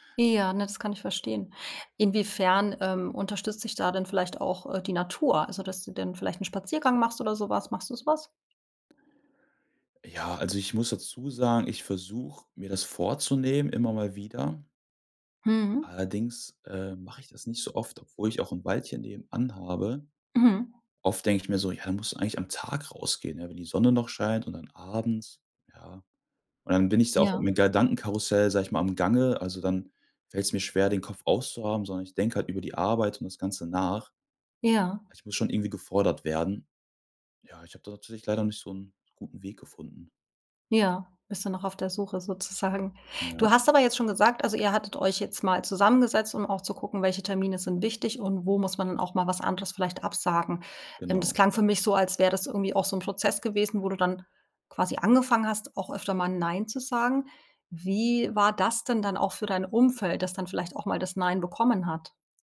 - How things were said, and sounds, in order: laughing while speaking: "sozusagen?"
- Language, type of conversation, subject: German, podcast, Wie findest du eine gute Balance zwischen Arbeit und Freizeit?